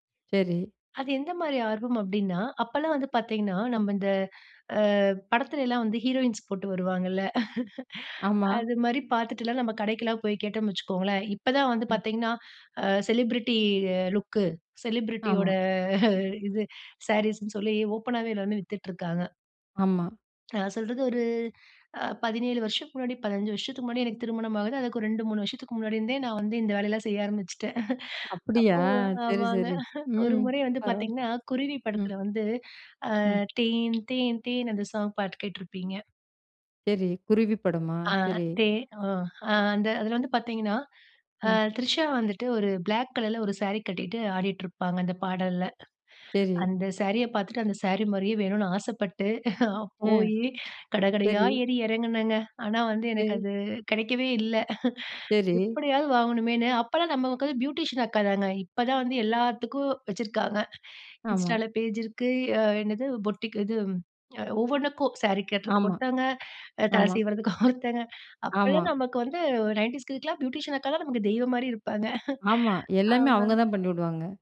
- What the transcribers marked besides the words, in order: chuckle; in English: "செலிபிரிட்டி அ லுக், செலிபிரிட்டியோட"; other noise; laughing while speaking: "அப்போ ஆமாங்க"; chuckle; chuckle; in English: "பியூட்டிஷியன்"; in English: "பேஜ்"; in English: "பொட்டிக்"; chuckle; in English: "நயன்டீஸ் கிட்ஸ்க்குலாம் பியூட்டிஷியன்"; chuckle
- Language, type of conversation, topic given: Tamil, podcast, சுயமாக கற்றதை வேலைக்காக எப்படி பயன்படுத்தினீர்கள்?